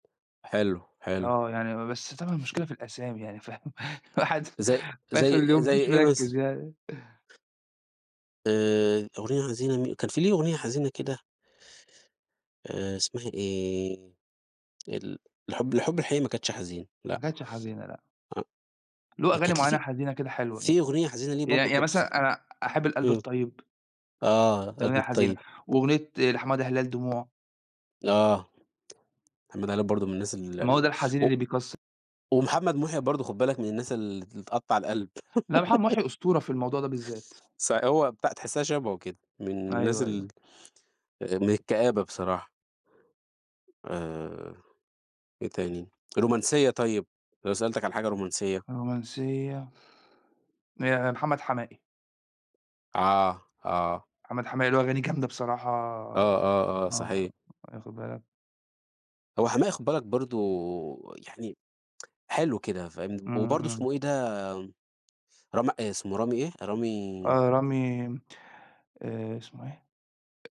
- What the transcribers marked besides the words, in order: tapping; other background noise; laughing while speaking: "فاهم، الواحد في آخر اليوم مش مِركِّز يعني"; tsk; laugh; tsk
- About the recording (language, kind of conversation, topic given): Arabic, unstructured, إيه هي الأغنية اللي بتفكّرك بلحظة سعيدة؟